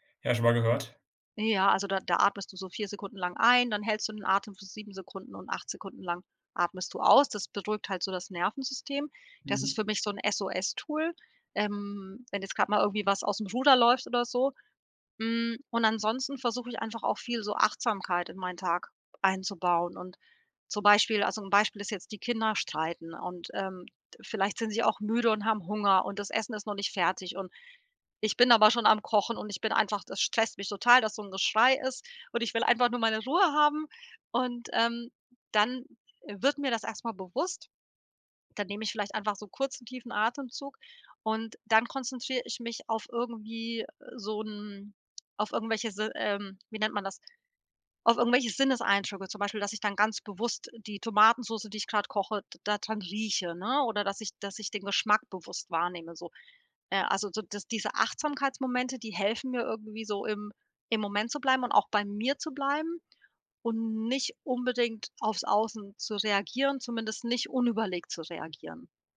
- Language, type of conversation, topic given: German, podcast, Welche kleinen Alltagsfreuden gehören bei dir dazu?
- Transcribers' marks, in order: other background noise; stressed: "mir"